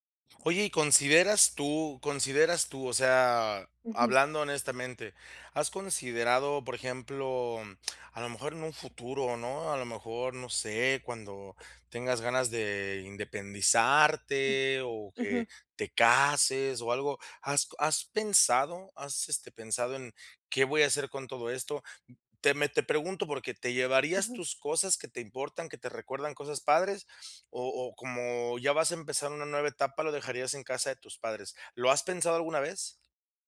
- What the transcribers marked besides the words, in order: other noise
- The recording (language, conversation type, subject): Spanish, advice, ¿Cómo decido qué cosas conservar y cuáles desechar al empezar a ordenar mis pertenencias?